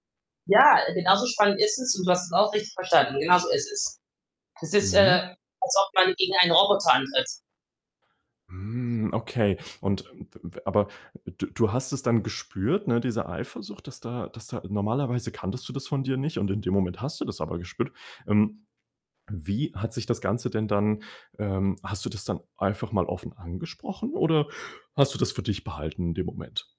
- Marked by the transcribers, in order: distorted speech; other background noise; tapping
- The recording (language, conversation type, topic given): German, advice, Wie kann ich mit Eifersuchtsgefühlen umgehen, die meine Beziehung belasten?
- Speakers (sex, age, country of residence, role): female, 40-44, Germany, user; male, 20-24, Germany, advisor